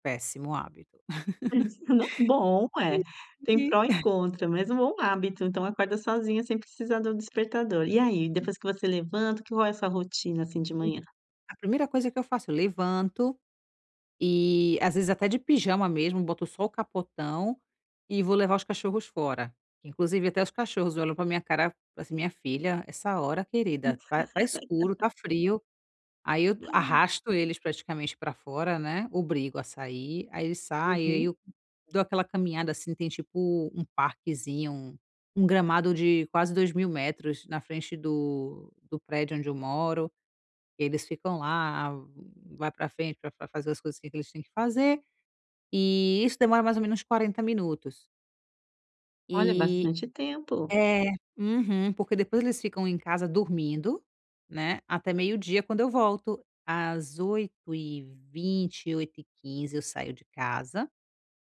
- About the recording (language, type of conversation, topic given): Portuguese, advice, Como posso planejar blocos de tempo para o autocuidado diário?
- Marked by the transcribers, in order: unintelligible speech; laugh; other noise; chuckle